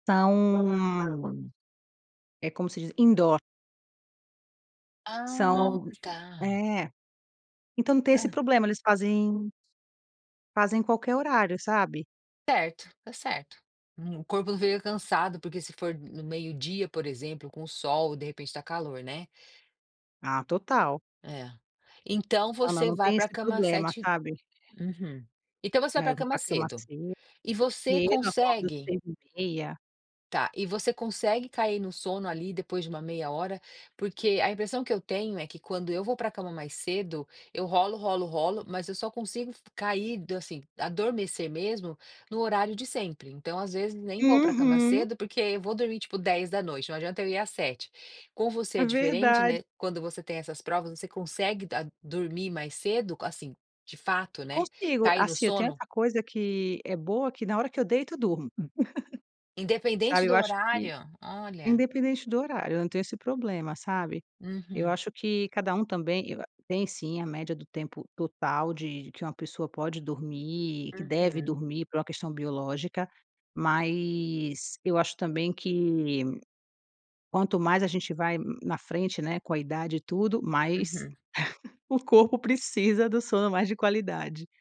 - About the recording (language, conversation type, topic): Portuguese, podcast, Que papel o sono desempenha na cura, na sua experiência?
- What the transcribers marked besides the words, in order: other background noise; in English: "indoor"; laugh; chuckle